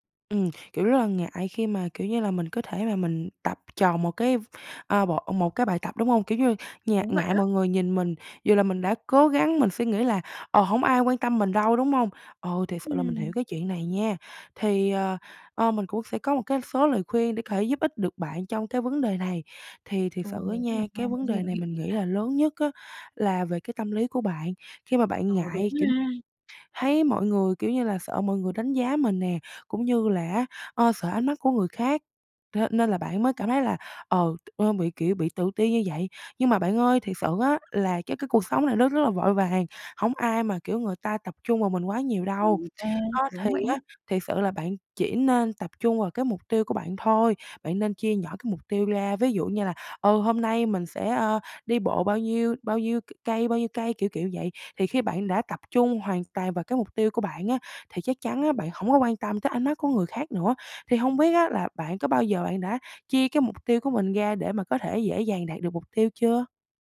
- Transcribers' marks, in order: tapping
- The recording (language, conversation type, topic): Vietnamese, advice, Tôi ngại đến phòng tập gym vì sợ bị đánh giá, tôi nên làm gì?